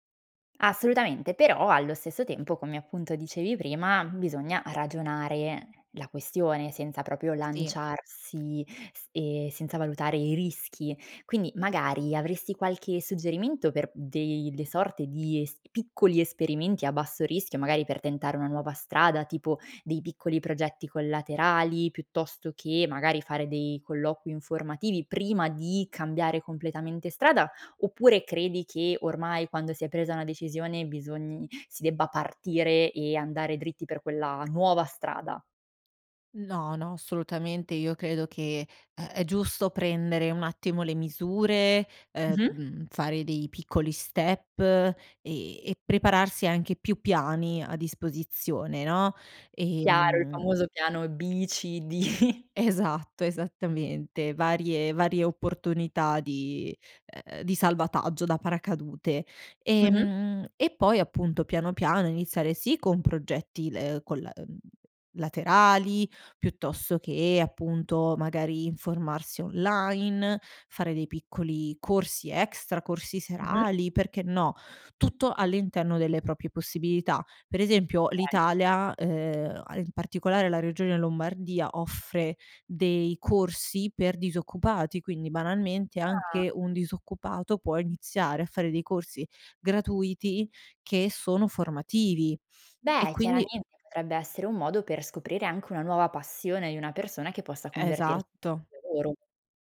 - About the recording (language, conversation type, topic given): Italian, podcast, Qual è il primo passo per ripensare la propria carriera?
- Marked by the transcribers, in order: "proprio" said as "propio"; in English: "step"; chuckle; "proprie" said as "propie"; other background noise; unintelligible speech